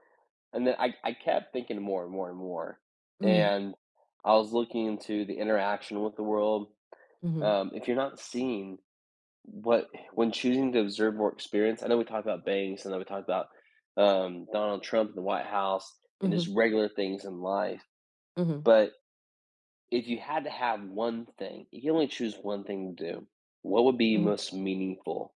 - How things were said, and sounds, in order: other background noise
- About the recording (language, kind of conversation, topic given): English, unstructured, How might having the power of invisibility for a day change the way you see yourself and others?
- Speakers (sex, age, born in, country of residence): female, 40-44, United States, United States; male, 25-29, United States, United States